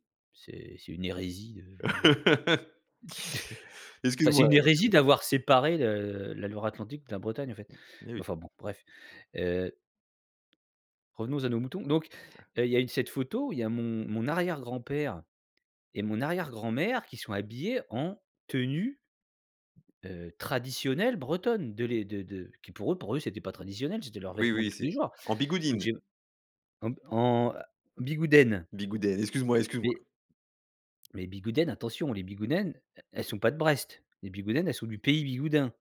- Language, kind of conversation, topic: French, podcast, Quel rôle jouent les photos anciennes chez toi ?
- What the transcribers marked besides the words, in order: laugh; chuckle; other background noise